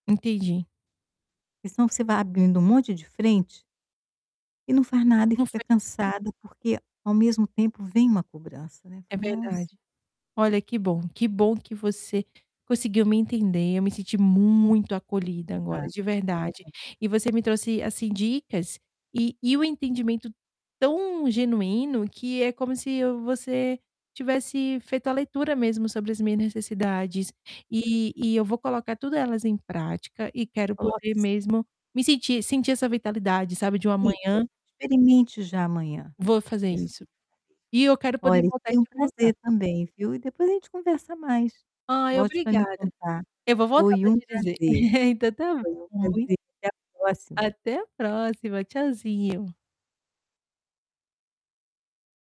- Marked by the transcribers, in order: static; distorted speech; tapping; stressed: "muito"; unintelligible speech; stressed: "tão"; unintelligible speech; chuckle
- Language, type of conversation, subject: Portuguese, advice, Como posso criar manhãs calmas que aumentem minha vitalidade?